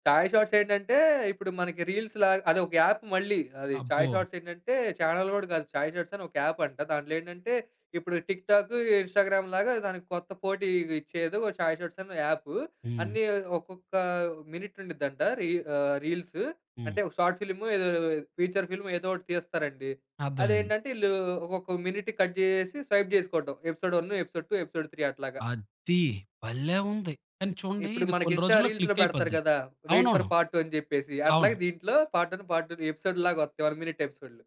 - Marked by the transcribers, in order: in English: "చాయ్ షార్ట్స్"; in English: "రీల్స్"; in English: "యాప్"; in English: "చాయ్ షార్ట్స్"; in English: "చానెల్"; in English: "చాయ్ షార్ట్స్"; in English: "యాప్"; in English: "టిక్ టాక్, ఇన్స్టాగ్రామ్"; in English: "చాయ్ షార్ట్స్"; in English: "యాప్"; in English: "మినిట్"; in English: "రీల్స్"; in English: "షార్ట్ ఫిల్మ్"; in English: "ఫీచర్ ఫిల్మ్"; in English: "మినిట్ కట్"; in English: "స్వైప్"; in English: "ఎపిసోడ్ వన్, ఎపిసోడ్ టూ, ఎపిసోడ్ త్రీ"; stressed: "అద్ది భలే"; in English: "ఇన్స్టా రీల్స్‌లో"; in English: "క్లిక్"; in English: "వెయిట్ ఫర్ పార్ట్ టూ"; in English: "పార్ట్ వన్, పార్ట్ టూ ఎపిసోడ్"; in English: "వన్ మినిట్"
- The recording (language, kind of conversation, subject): Telugu, podcast, స్ట్రీమింగ్ వేదికలు రావడంతో సినిమా చూసే అనుభవం మారిందా?